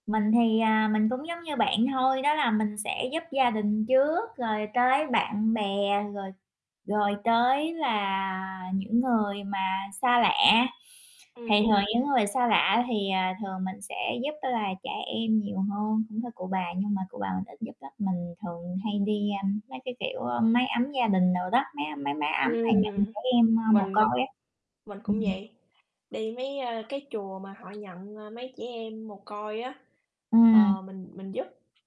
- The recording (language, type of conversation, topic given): Vietnamese, unstructured, Nguyên tắc nào giúp bạn quyết định khi nào nên giúp đỡ người khác?
- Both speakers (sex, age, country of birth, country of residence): female, 30-34, Vietnam, United States; female, 35-39, Vietnam, United States
- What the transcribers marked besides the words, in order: other background noise; distorted speech; unintelligible speech; mechanical hum; tapping